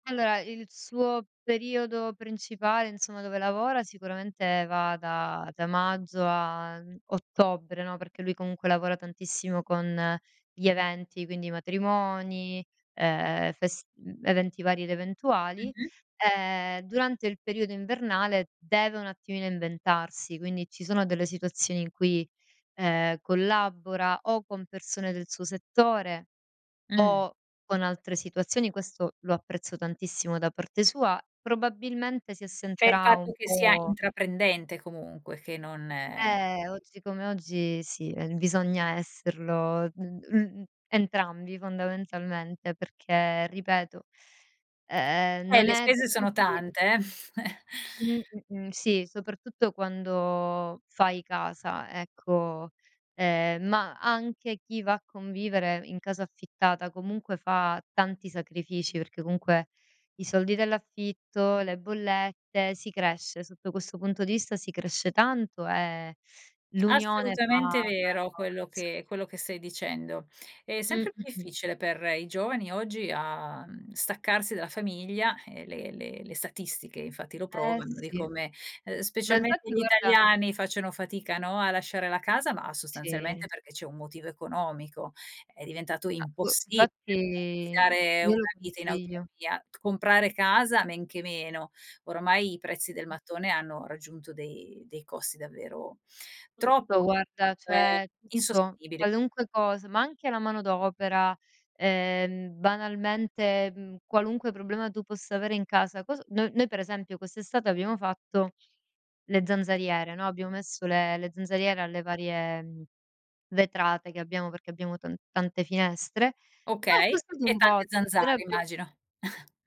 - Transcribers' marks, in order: chuckle; unintelligible speech; other background noise; "cioè" said as "ceh"; chuckle
- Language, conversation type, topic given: Italian, podcast, Quando hai comprato casa per la prima volta, com'è andata?